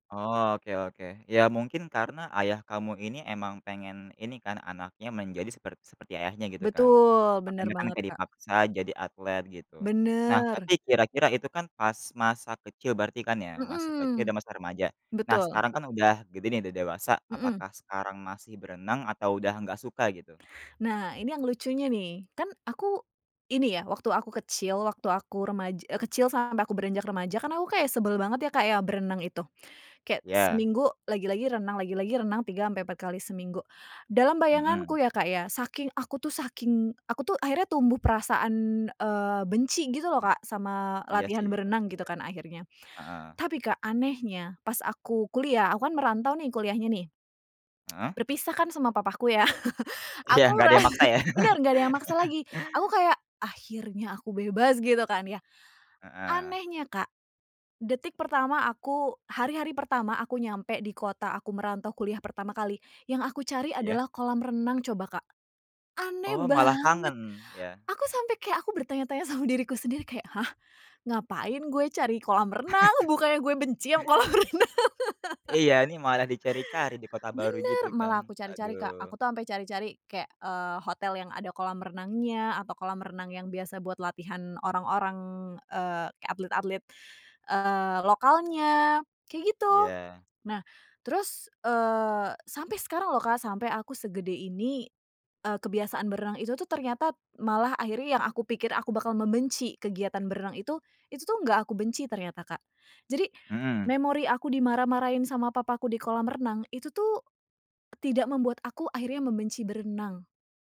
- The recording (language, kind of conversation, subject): Indonesian, podcast, Bisakah kamu menceritakan salah satu pengalaman masa kecil yang tidak pernah kamu lupakan?
- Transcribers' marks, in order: unintelligible speech; tongue click; chuckle; laugh; laughing while speaking: "sama"; other background noise; chuckle; laughing while speaking: "kolam renang?"; laugh